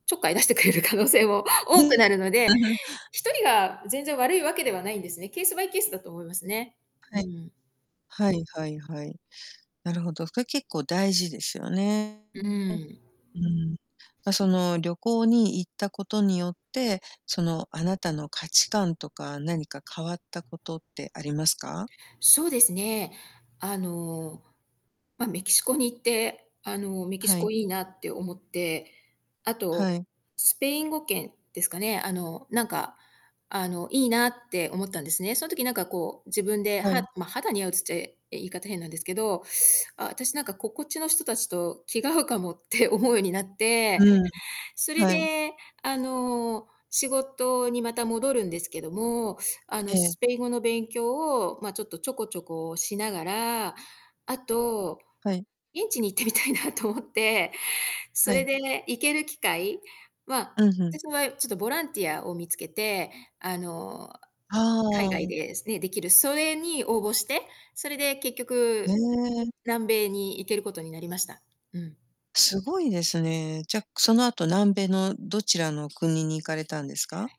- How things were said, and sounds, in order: other background noise; chuckle; mechanical hum; distorted speech; tapping; static; laughing while speaking: "行ってみたいなと思って"
- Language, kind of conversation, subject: Japanese, podcast, 旅を通して学んだいちばん大きなことは何ですか？